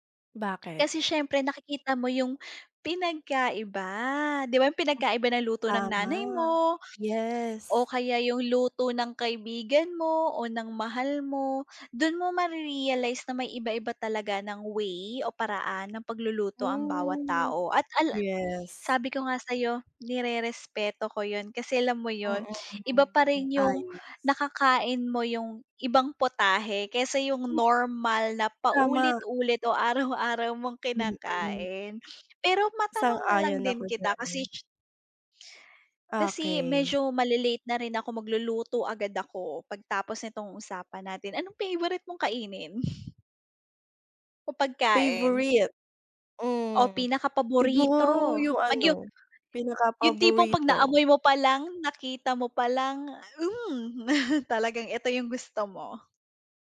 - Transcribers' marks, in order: other background noise; exhale; chuckle
- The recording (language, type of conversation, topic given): Filipino, unstructured, Ano ang pinakakakaibang lasa na naranasan mo sa pagkain?